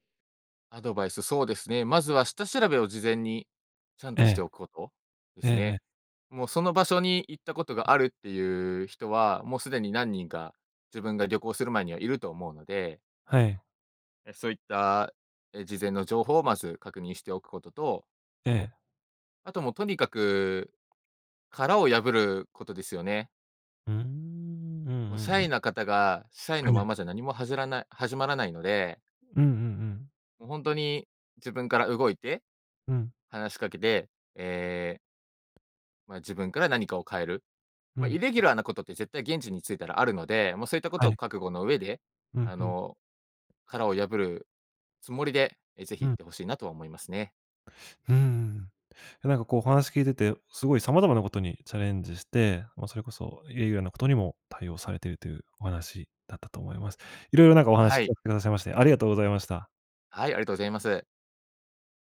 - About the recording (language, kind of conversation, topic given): Japanese, podcast, 初めての一人旅で学んだことは何ですか？
- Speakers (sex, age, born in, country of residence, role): male, 25-29, Japan, Japan, guest; male, 25-29, Japan, Japan, host
- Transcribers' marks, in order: none